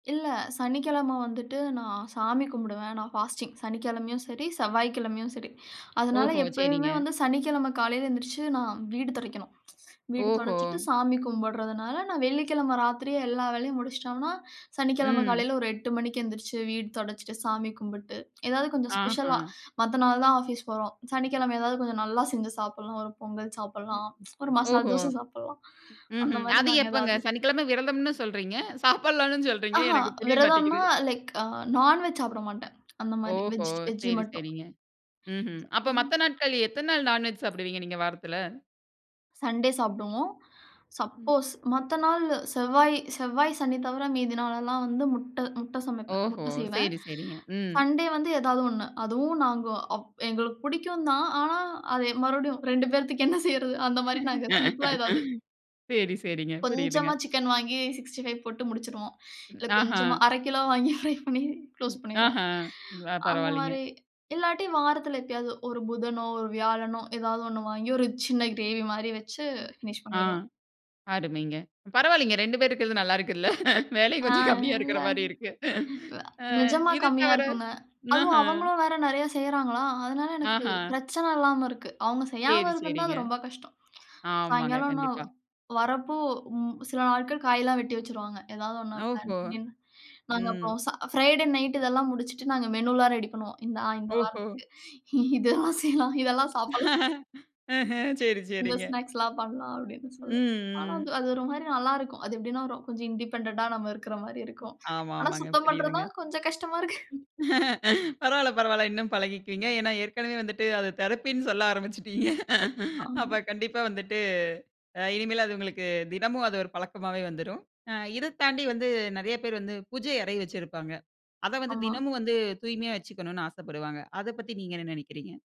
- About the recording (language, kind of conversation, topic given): Tamil, podcast, வீட்டை எப்போதும் சீராக வைத்துக்கொள்ள நீங்கள் எப்படித் தொடங்க வேண்டும் என்று கூறுவீர்களா?
- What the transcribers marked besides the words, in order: in English: "ஃபாஸ்டிங்"; other background noise; unintelligible speech; in English: "சப்போஸ்"; laugh; chuckle; unintelligible speech; chuckle; laughing while speaking: "இதெல்லாம் செய்யலாம், இதெல்லாம் சாப்பிடலாம்"; laugh; in English: "இண்டிபெண்டண்ட்டா"